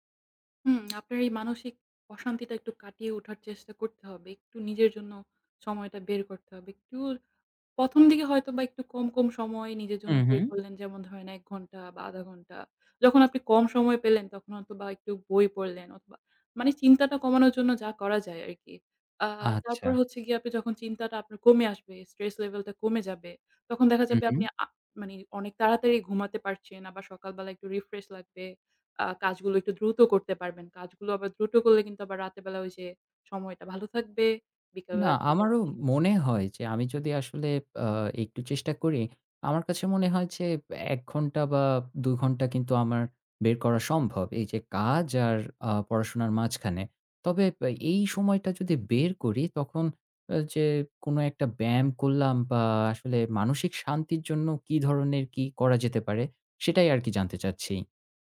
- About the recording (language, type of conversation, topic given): Bengali, advice, স্বাস্থ্যকর রুটিন শুরু করার জন্য আমার অনুপ্রেরণা কেন কম?
- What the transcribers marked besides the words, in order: tapping; other background noise; "ব্যায়াম" said as "বেম"